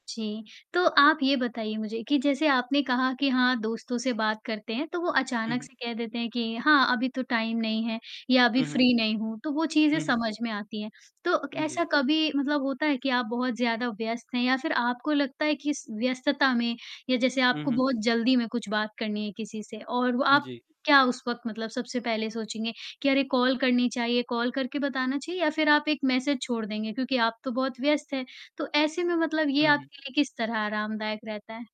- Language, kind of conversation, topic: Hindi, podcast, टेक्स्ट संदेशों और फोन कॉल में आपकी संवाद शैली कैसे बदलती है?
- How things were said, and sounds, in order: in English: "टाइम"; in English: "फ्री"; tapping; distorted speech